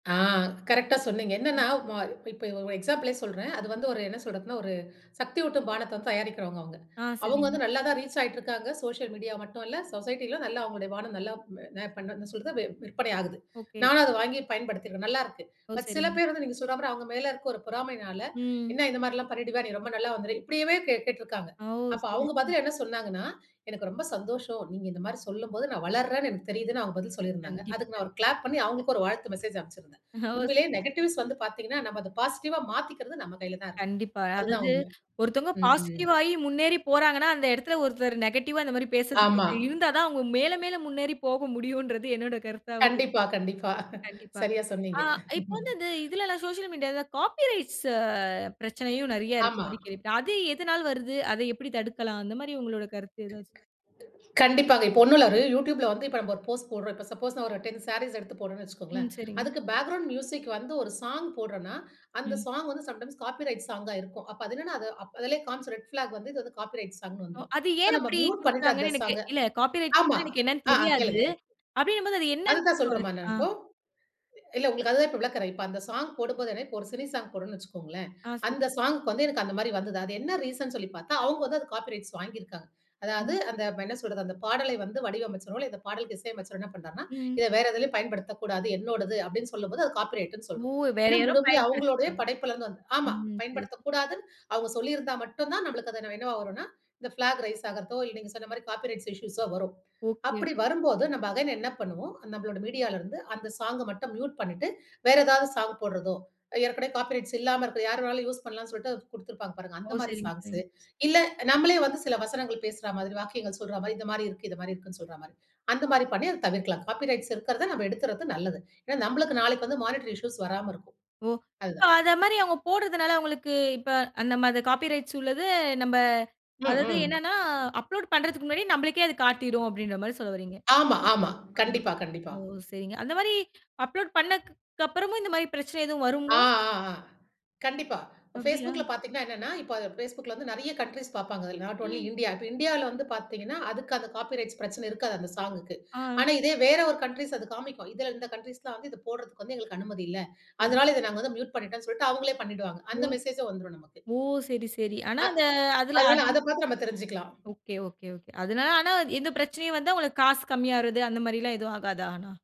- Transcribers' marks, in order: in English: "எக்ஸாம்பிளே"; in English: "ரீச்"; in English: "சோஷியல் மீடியா"; in English: "சொசைட்டிலும்"; unintelligible speech; in English: "கிளாப்"; in English: "மெசேஜ்"; laughing while speaking: "ஓ, சரி"; in English: "நெகட்டிவ்ஸ்"; in English: "பாசிட்டிவா"; in English: "நெகட்டிவா"; unintelligible speech; laughing while speaking: "முடியும்ன்றது"; chuckle; in English: "காப்பி ரைட்ஸ்"; other noise; in English: "போஸ்ட்"; in English: "சப்போஸ்"; in English: "சாரீஸ்"; in English: "பேக்கிரவுண்ட் மியூசிக்"; in English: "சம்டைம்ஸ் காப்பிரைட் சாங்கா"; in English: "ரெட் ஃபிளாக்"; in English: "மியூட்"; in English: "காப்பி ரைட்னா"; unintelligible speech; unintelligible speech; in English: "ரீசன்னு"; in English: "காப்பி ரைட்ஸ்"; in English: "காப்பி ரைட்ன்னு"; in English: "ஃபிளாக் ரைஸ்"; in English: "காப்பி ரைட்ஸ் இஷ்யூஸ்"; in English: "அகைன்"; in English: "மியூட்"; in English: "காப்பி ரைட்ஸ்"; in English: "யூஸ்"; in English: "காப்பி ரைட்ஸ்"; in English: "மானிட்டரி இஷ்யூஸ்"; in English: "காப்பி ரைட்ஸ்"; in English: "அப்லோட்"; other background noise; in English: "அப்லோட்"; in English: "கன்ட்ரீஸ்"; in English: "நாட் ஒன்லி இந்தியா"; in English: "காப்பி ரைட்ஸ்"; in English: "கன்ட்ரீஸ்"; in English: "கன்ட்ரீஸ்லாம்"; in English: "மியூட்"
- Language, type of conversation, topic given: Tamil, podcast, சமூக ஊடகங்களில் உங்கள் படைப்புகளை நீங்கள் எப்படி பகிர்கிறீர்கள்?